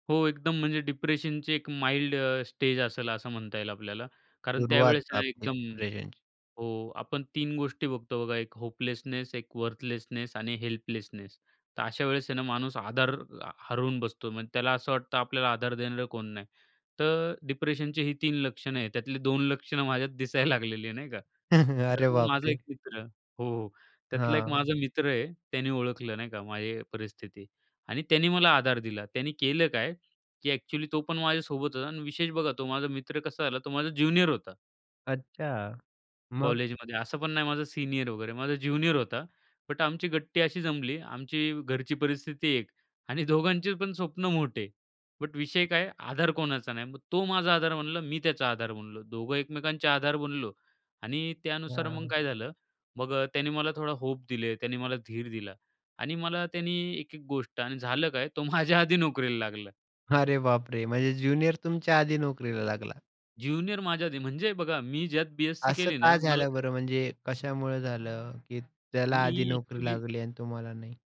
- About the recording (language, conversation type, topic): Marathi, podcast, तुमच्या आयुष्यात तुम्हाला सर्वात मोठा आधार कुठून मिळाला?
- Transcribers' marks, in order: in English: "डिप्रेशनची"; in English: "माईल्ड"; in English: "डिप्रेशनची"; in English: "होपलेसनेस"; in English: "वर्थलेसनेस"; in English: "हेल्पलेसनेस"; in English: "डिप्रेशनचे"; chuckle; other background noise; in English: "ज्युनियर"; in English: "सीनियर"; in English: "ज्युनियर"; in English: "होप"; laughing while speaking: "तो माझ्या आधी नोकरीला लागला"; in English: "ज्युनियर"; in English: "ज्युनियर"